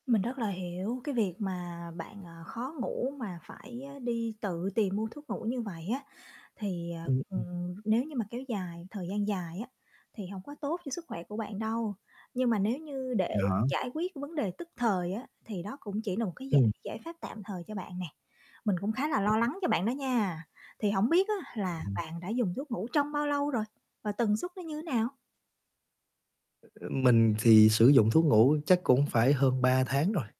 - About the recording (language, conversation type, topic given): Vietnamese, advice, Tôi lo mình sẽ lệ thuộc vào thuốc ngủ, tôi nên làm gì để giảm dần và ngủ tốt hơn?
- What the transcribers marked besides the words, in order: static; distorted speech; other background noise